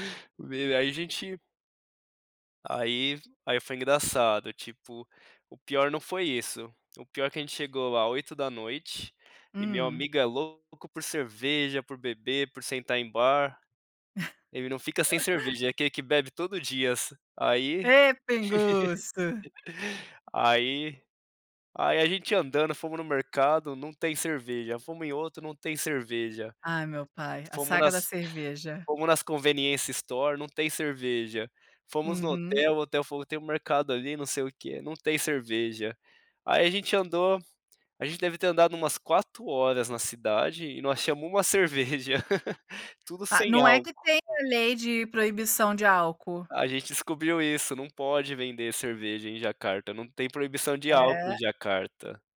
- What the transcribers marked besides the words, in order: laugh; laugh; in English: "store"; laugh
- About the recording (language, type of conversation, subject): Portuguese, podcast, Me conta sobre uma viagem que despertou sua curiosidade?